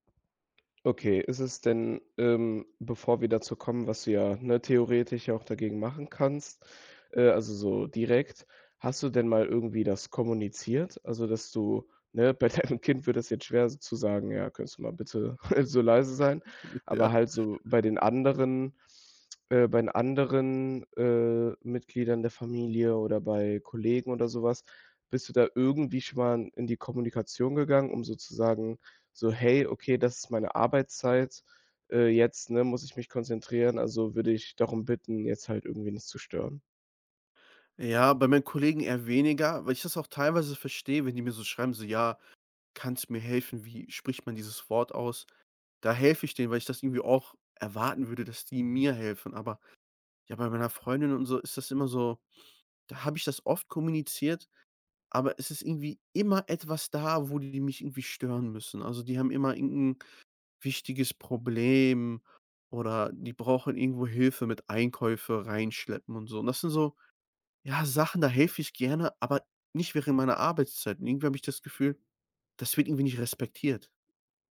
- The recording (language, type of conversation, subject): German, advice, Wie kann ich mit häufigen Unterbrechungen durch Kollegen oder Familienmitglieder während konzentrierter Arbeit umgehen?
- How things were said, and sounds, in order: laughing while speaking: "bei deinem Kind"; chuckle; laughing while speaking: "Ja"; stressed: "mir"; stressed: "immer"